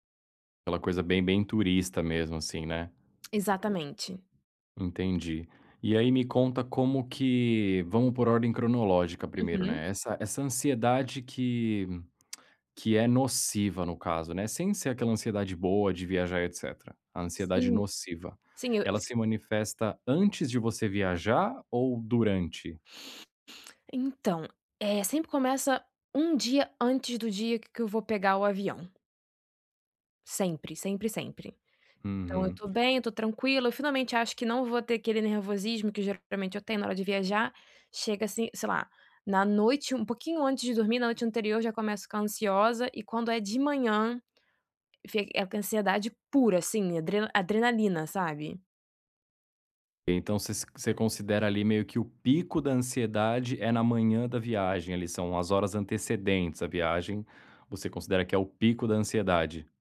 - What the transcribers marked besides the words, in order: other background noise; tapping
- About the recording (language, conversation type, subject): Portuguese, advice, Como posso lidar com a ansiedade ao explorar lugares novos e desconhecidos?